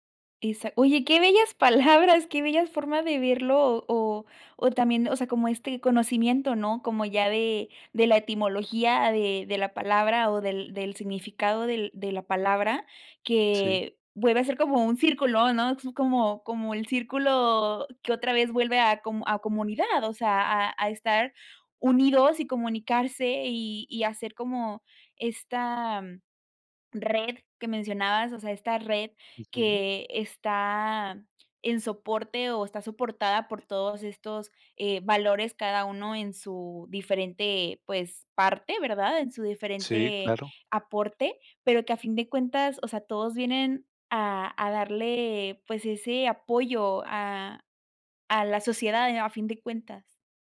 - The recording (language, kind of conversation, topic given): Spanish, podcast, ¿Qué valores consideras esenciales en una comunidad?
- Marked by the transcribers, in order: laughing while speaking: "palabras"; other noise